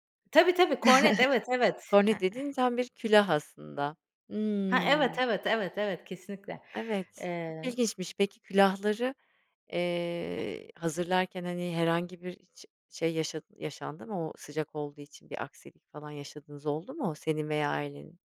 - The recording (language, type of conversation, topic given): Turkish, podcast, Seni çocukluğuna anında götüren koku hangisi?
- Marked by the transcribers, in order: chuckle; other background noise